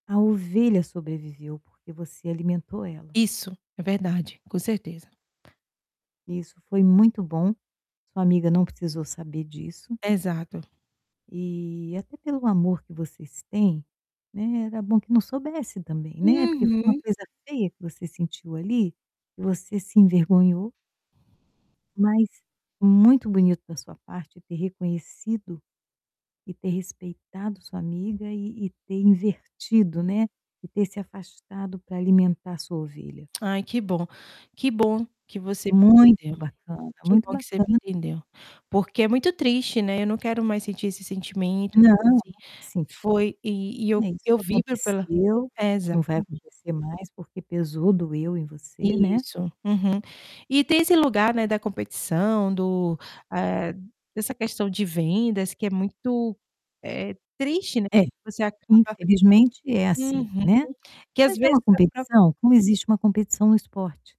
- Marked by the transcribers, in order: static; other background noise; tapping; distorted speech
- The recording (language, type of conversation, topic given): Portuguese, advice, Como você se sentiu ao ter ciúmes do sucesso ou das conquistas de um amigo?